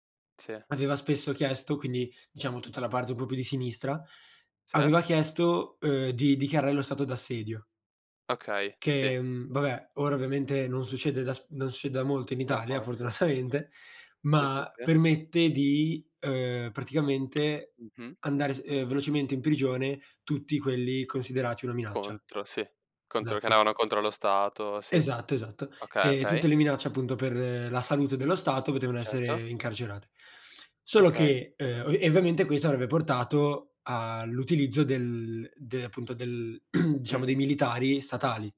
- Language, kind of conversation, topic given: Italian, unstructured, Qual è un evento storico che ti ha sempre incuriosito?
- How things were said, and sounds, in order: tapping; laughing while speaking: "fortunatamente"; other background noise; throat clearing